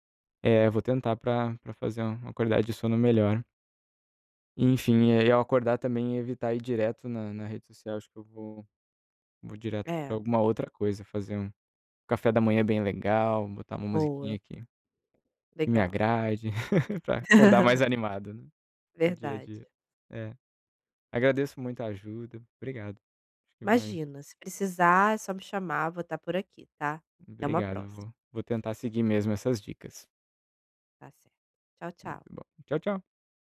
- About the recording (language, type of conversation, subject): Portuguese, advice, Como posso começar a reduzir o tempo de tela antes de dormir?
- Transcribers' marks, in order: tapping; laugh